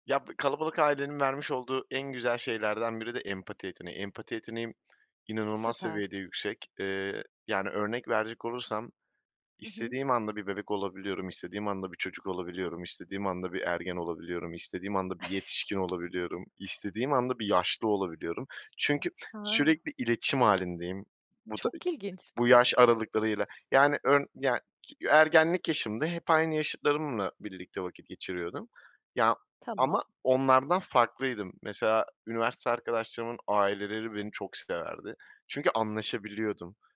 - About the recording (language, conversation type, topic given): Turkish, podcast, Ailenle yaşadığın iletişim sorunlarını genelde nasıl çözersin?
- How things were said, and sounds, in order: chuckle; other background noise; chuckle